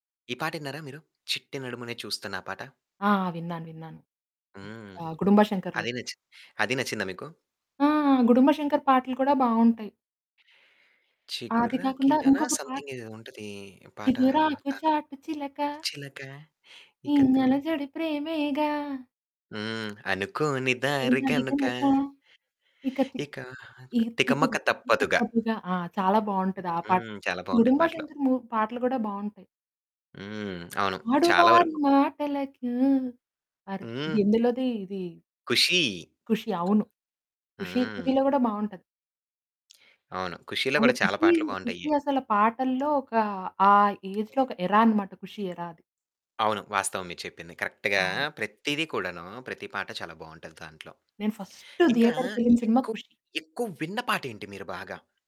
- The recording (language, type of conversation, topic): Telugu, podcast, ఏ పాటలు మీకు ప్రశాంతతను కలిగిస్తాయి?
- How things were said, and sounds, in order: singing: "చిగురాకిలానా"; static; in English: "సంథింగ్"; singing: "చిగురాకు చాటు చిలక"; singing: "ఈ అలజడి ప్రేమేగా"; wind; singing: "అనుకోని దారి గనుక"; singing: "పూజారి కనక ఇక తిక్ ఈ తిప్పలు తప్పదుగా!"; other background noise; other noise; singing: "ఆడువారి మాటలకు అర్"; tapping; distorted speech; in English: "ఏజ్‌లో"; in English: "ఎరా"; in English: "ఎరా"; in English: "కరెక్ట్‌గా"; in English: "ఫస్ట్"; stressed: "ఫస్ట్"